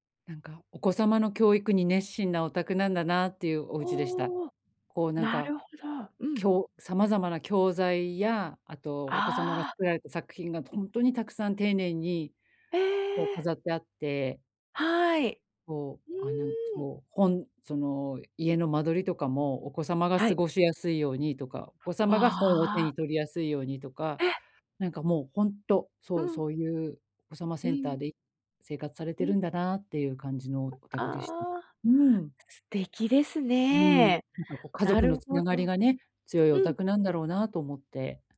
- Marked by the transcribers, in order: tapping
- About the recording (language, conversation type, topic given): Japanese, advice, 予算内で喜ばれるギフトは、どう選べばよいですか？